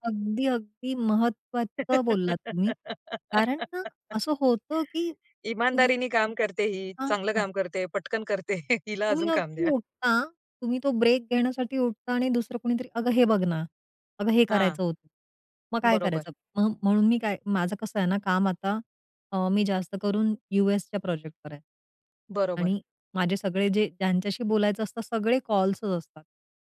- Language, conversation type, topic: Marathi, podcast, दैनंदिन जीवनात जागरूकतेचे छोटे ब्रेक कसे घ्यावेत?
- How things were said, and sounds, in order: laugh; chuckle